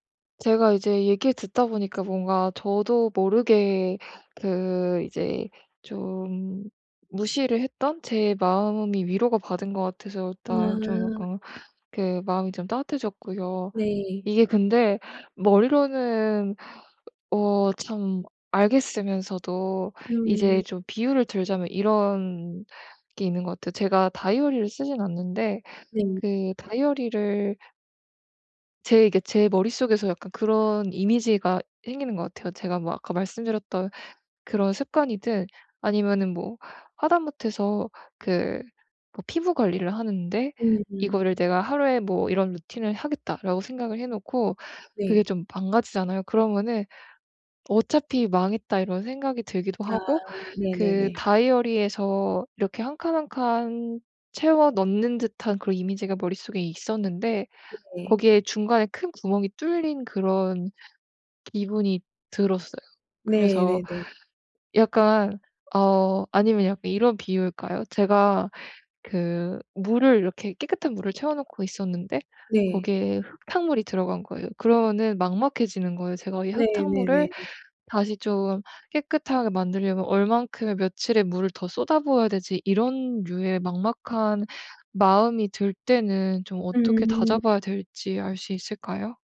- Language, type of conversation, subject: Korean, advice, 중단한 뒤 죄책감 때문에 다시 시작하지 못하는 상황을 어떻게 극복할 수 있을까요?
- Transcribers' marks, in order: other background noise